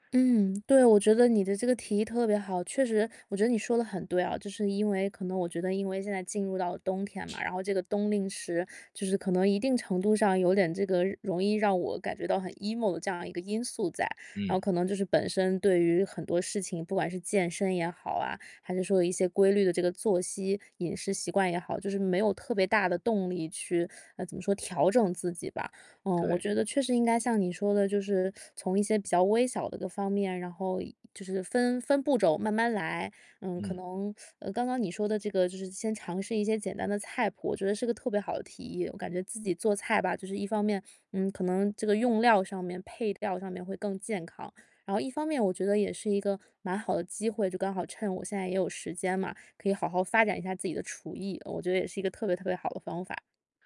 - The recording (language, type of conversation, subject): Chinese, advice, 假期里如何有效放松并恢复精力？
- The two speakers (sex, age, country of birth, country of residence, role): female, 30-34, China, United States, user; male, 35-39, China, United States, advisor
- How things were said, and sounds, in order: other background noise; teeth sucking